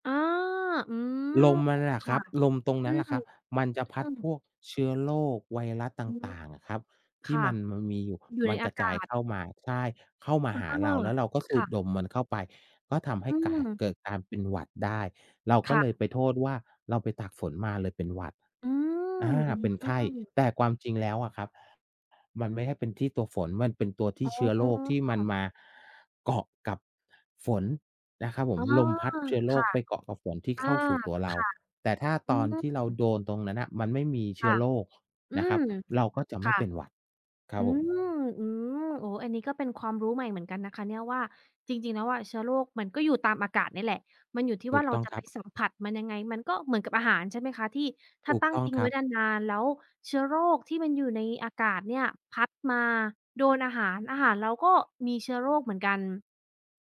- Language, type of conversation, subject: Thai, unstructured, คุณกลัวไหมถ้าอาหารที่คุณกินมีเชื้อโรคปนเปื้อน?
- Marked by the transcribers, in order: tapping; other background noise